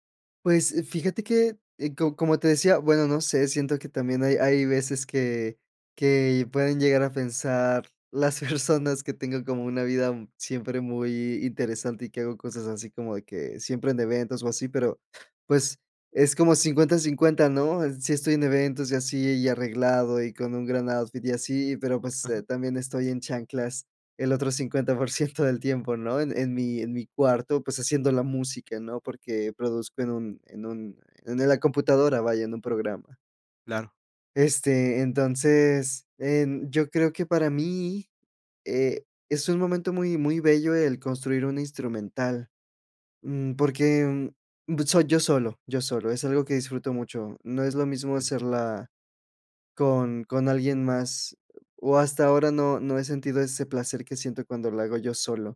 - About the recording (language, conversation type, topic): Spanish, podcast, ¿Qué parte de tu trabajo te hace sentir más tú mismo?
- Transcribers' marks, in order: laughing while speaking: "personas"; other background noise; laughing while speaking: "cincuenta por ciento"